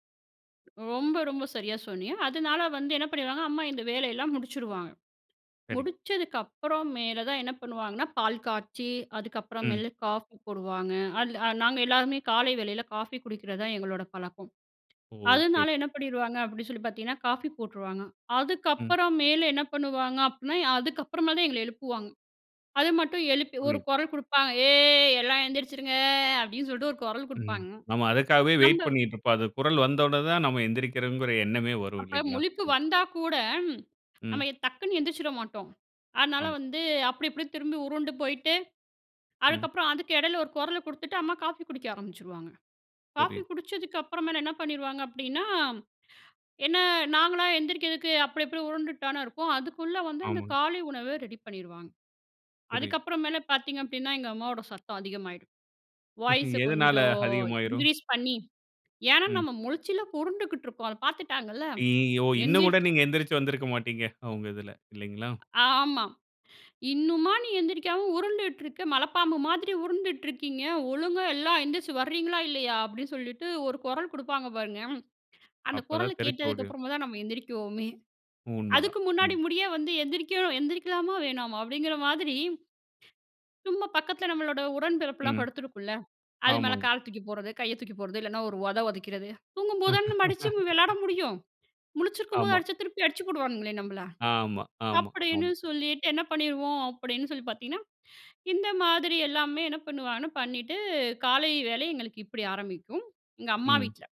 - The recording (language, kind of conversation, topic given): Tamil, podcast, உங்களுடைய வீட்டில் காலை நேர வழக்கம் எப்படி இருக்கும்?
- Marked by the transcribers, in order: in English: "காஃபி"; in English: "காஃபி"; tapping; in English: "காஃபி"; in English: "வெயிட்"; in English: "காஃபி"; in English: "காஃபி"; in English: "ரெடி"; other background noise; laughing while speaking: "எதனால அதிகமாயிரும்?"; in English: "வாய்ஸ"; in English: "இன்கிரீஸ்"; laughing while speaking: "ஐயயோ! இன்னும் கூட நீங்க எந்திரிச்சு வந்திருக்க மாட்டீங்க"; laugh